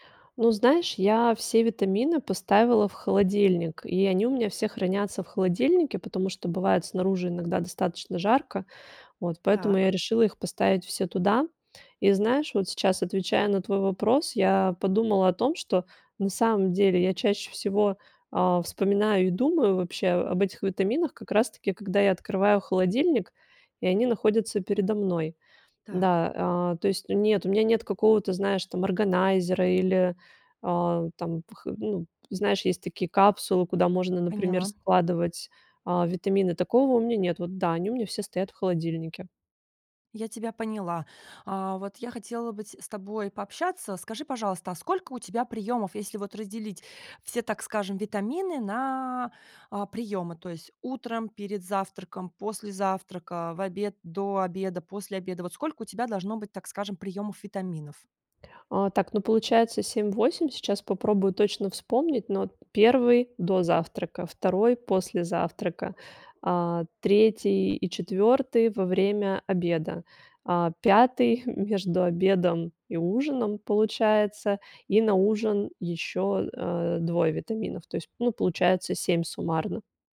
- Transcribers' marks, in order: drawn out: "на"; chuckle
- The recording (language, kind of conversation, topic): Russian, advice, Как справиться с забывчивостью и нерегулярным приёмом лекарств или витаминов?